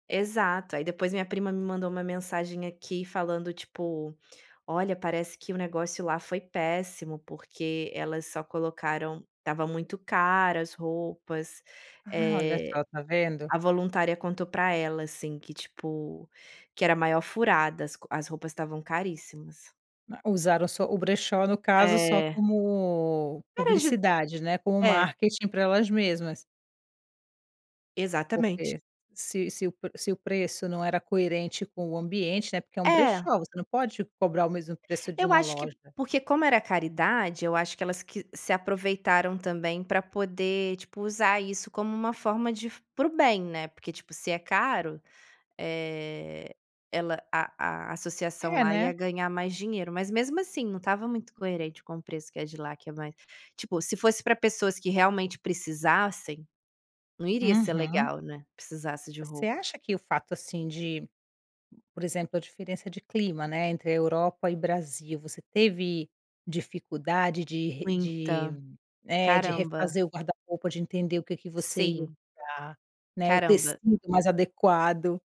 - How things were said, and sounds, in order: none
- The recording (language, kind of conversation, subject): Portuguese, podcast, Como a relação com seu corpo influenciou seu estilo?